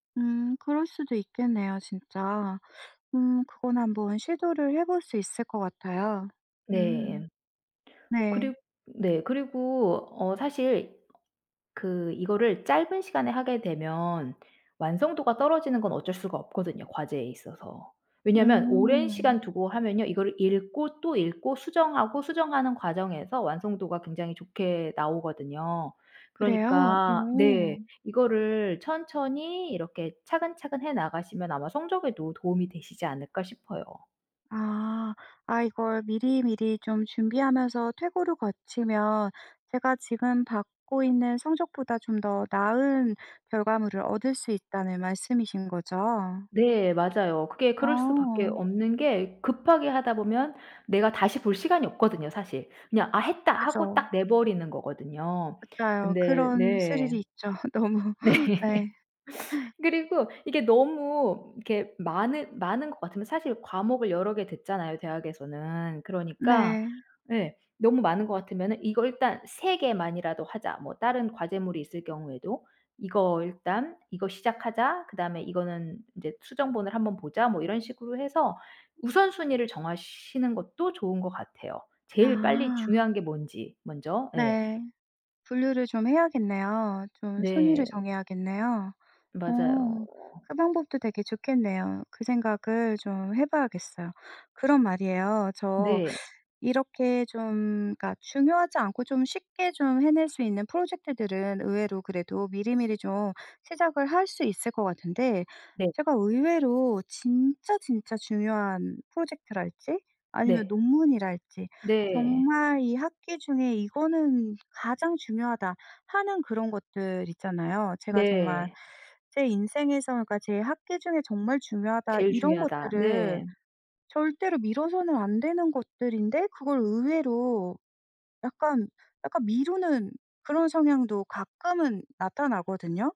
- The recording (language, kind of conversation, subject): Korean, advice, 중요한 프로젝트를 미루다 보니 마감이 코앞인데, 지금 어떻게 진행하면 좋을까요?
- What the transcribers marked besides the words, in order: laughing while speaking: "있죠 너무"; laughing while speaking: "네"; laugh; drawn out: "맞아요"